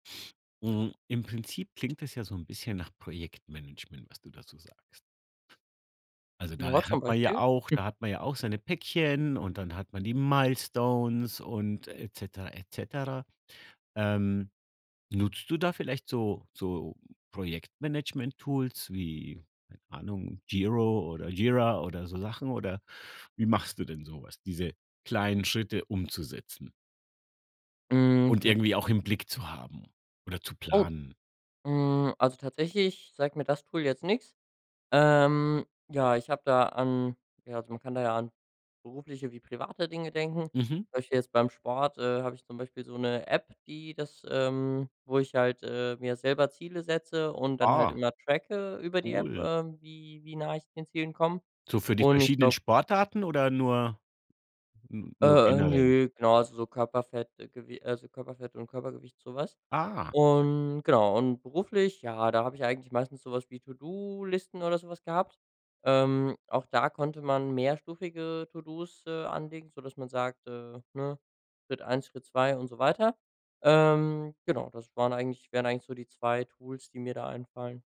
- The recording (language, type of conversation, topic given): German, podcast, Welche kleinen Schritte bringen dich wirklich voran?
- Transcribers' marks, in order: none